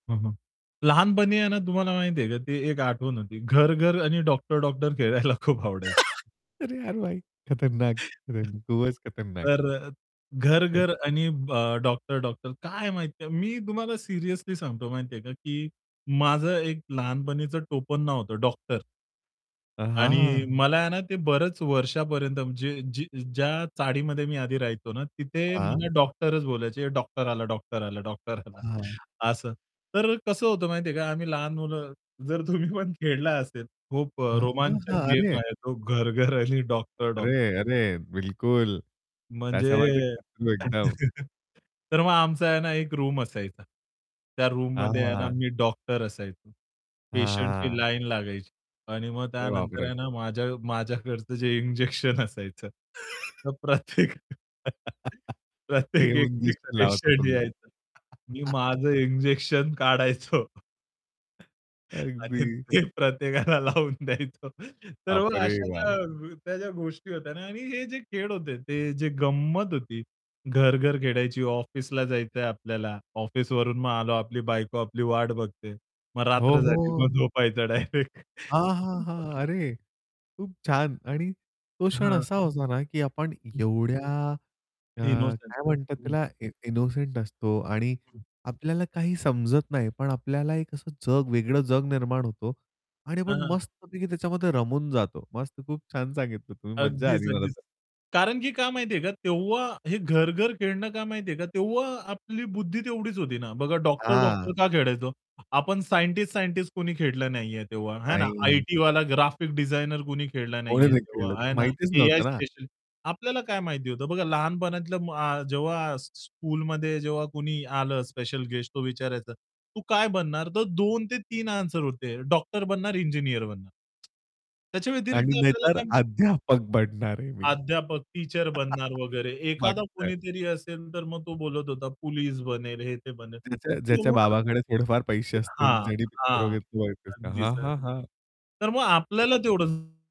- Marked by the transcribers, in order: distorted speech; laughing while speaking: "खेळायला खूप आवडायची"; laugh; unintelligible speech; chuckle; laughing while speaking: "आला"; laughing while speaking: "जर तुम्ही पण खेळला असेल"; laughing while speaking: "घर-घर"; laugh; unintelligible speech; in English: "रूम"; in English: "रूममध्ये"; other background noise; laugh; laughing while speaking: "जे इंजेक्शन असायचं तर प्रत्येक … माझं इंजेक्शन काढायचो"; laugh; laugh; other noise; laughing while speaking: "आणि ते प्रत्येकाला लावून द्यायचो. तर मग अशा"; tapping; static; laughing while speaking: "डायरेक्ट"; unintelligible speech; in English: "इनोसेंट"; in English: "इनोसेंट"; in English: "स्कूलमध्ये"; in English: "स्पेशल गेस्ट"; in English: "टीचर"; laugh; unintelligible speech; unintelligible speech
- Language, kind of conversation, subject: Marathi, podcast, बालपणीची तुमची सर्वात जिवंत आठवण कोणती आहे?